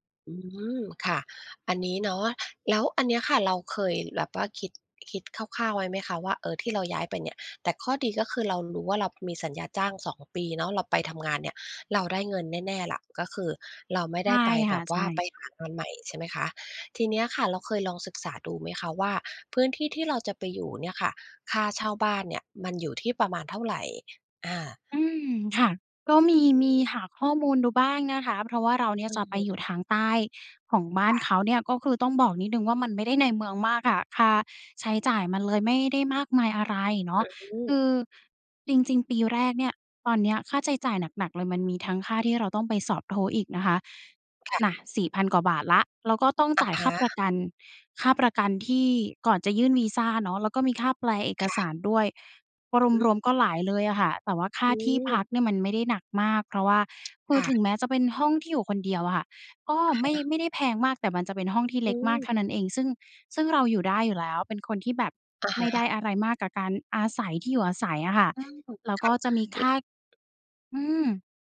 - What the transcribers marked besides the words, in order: other background noise; tsk
- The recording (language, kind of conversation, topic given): Thai, advice, คุณเครียดเรื่องค่าใช้จ่ายในการย้ายบ้านและตั้งหลักอย่างไรบ้าง?